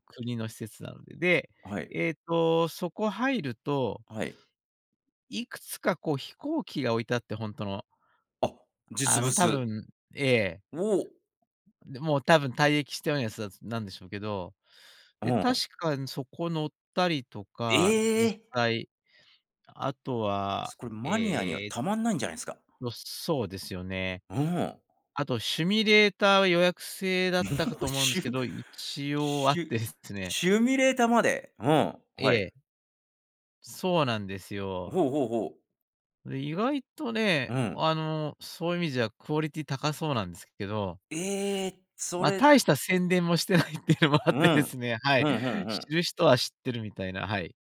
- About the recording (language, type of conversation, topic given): Japanese, podcast, 地元の人しか知らない穴場スポットを教えていただけますか？
- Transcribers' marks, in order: surprised: "え！"; laughing while speaking: "もう。シュ"; laughing while speaking: "してないっていうのもあってですね"